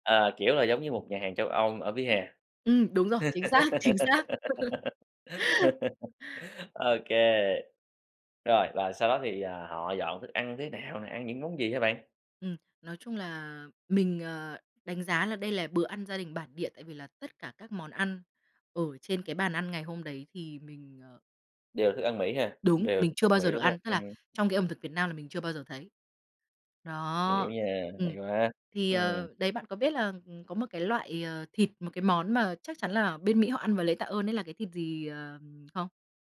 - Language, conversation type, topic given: Vietnamese, podcast, Bạn có thể kể lại lần bạn được mời dự bữa cơm gia đình của người bản địa không?
- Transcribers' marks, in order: laughing while speaking: "xác, chính xác"; laugh; tapping